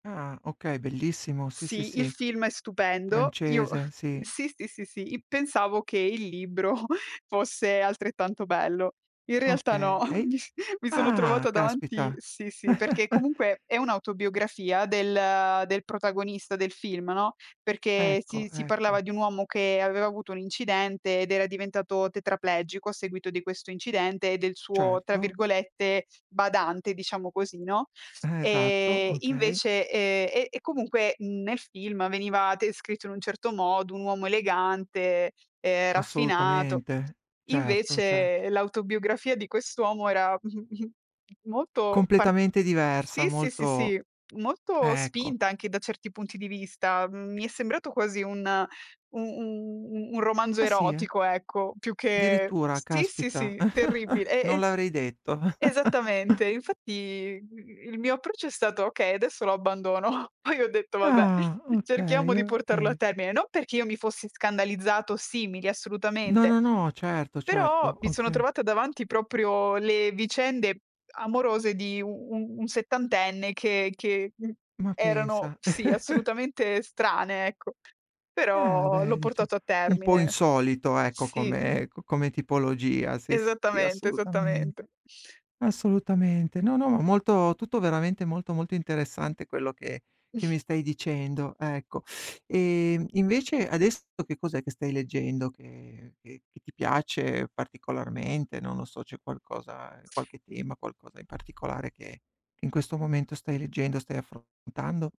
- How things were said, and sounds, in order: chuckle; laughing while speaking: "libro"; chuckle; surprised: "Ah"; chuckle; tapping; laughing while speaking: "mh, mh"; other background noise; "Addirittura" said as "dirittura"; chuckle; laughing while speaking: "abbandono"; drawn out: "Ah"; chuckle; drawn out: "Però"; chuckle
- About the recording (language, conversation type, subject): Italian, podcast, Come ti sei avvicinato alla lettura e ai libri?